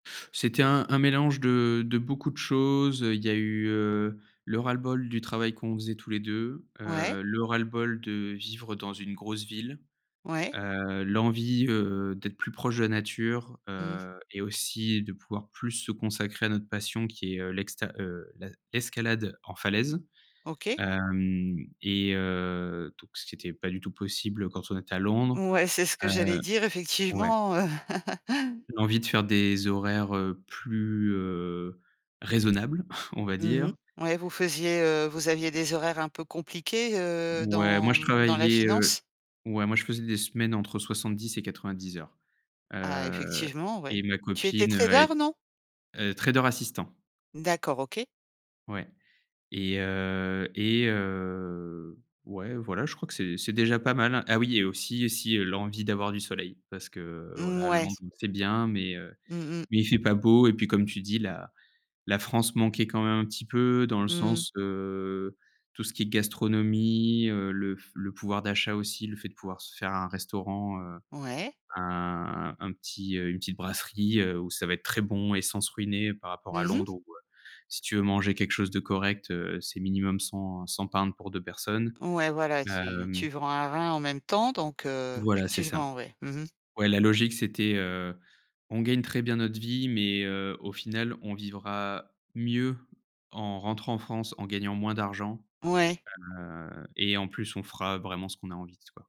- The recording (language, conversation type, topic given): French, podcast, Comment la nature t’aide-t-elle à relativiser les soucis du quotidien ?
- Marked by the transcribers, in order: chuckle; chuckle; tapping; drawn out: "heu"; other background noise